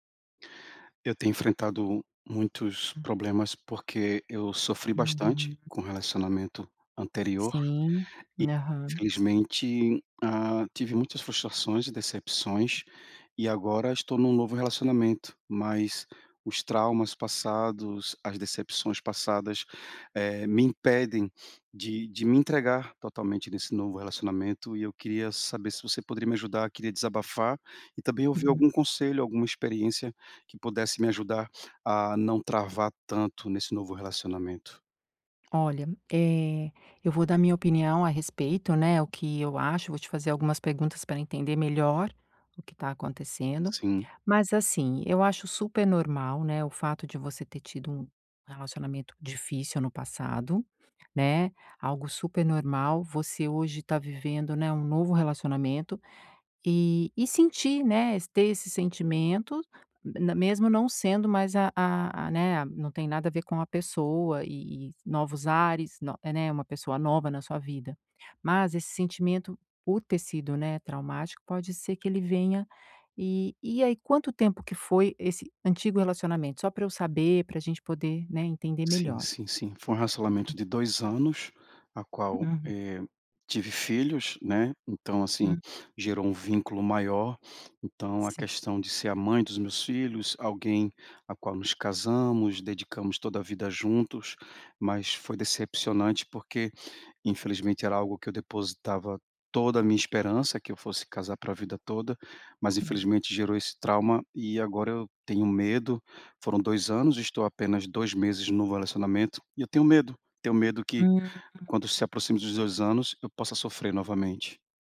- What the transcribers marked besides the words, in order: other background noise; tapping
- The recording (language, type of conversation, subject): Portuguese, advice, Como posso estabelecer limites saudáveis ao iniciar um novo relacionamento após um término?